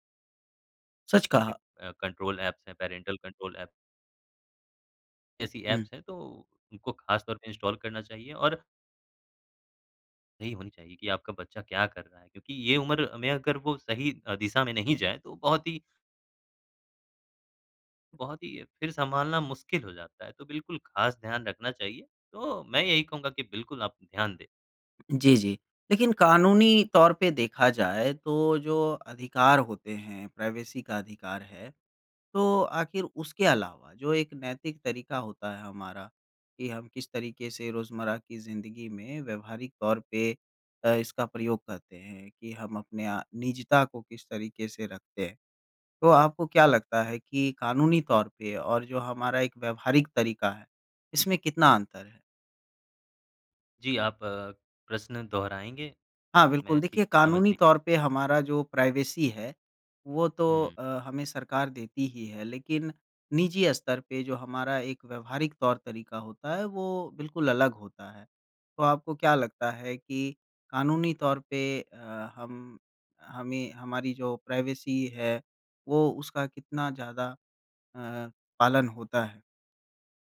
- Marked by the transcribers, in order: other background noise; in English: "कंट्रोल ऐप्स"; in English: "पैरेंटल कंट्रोल"; in English: "ऐप्स"; in English: "प्राइवेसी"; in English: "प्राइवेसी"; tapping; in English: "प्राइवेसी"
- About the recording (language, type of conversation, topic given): Hindi, podcast, किसके फोन में झांकना कब गलत माना जाता है?